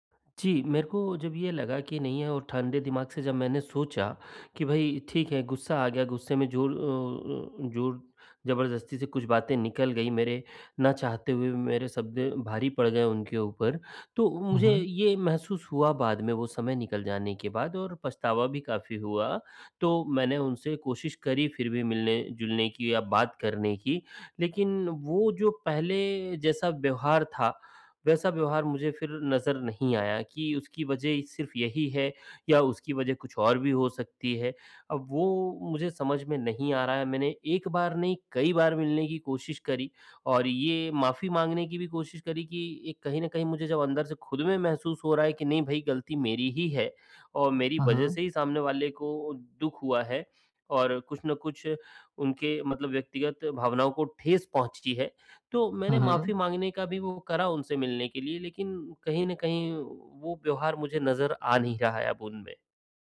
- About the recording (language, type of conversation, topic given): Hindi, advice, गलती के बाद मैं खुद के प्रति करुणा कैसे रखूँ और जल्दी कैसे संभलूँ?
- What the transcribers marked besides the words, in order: none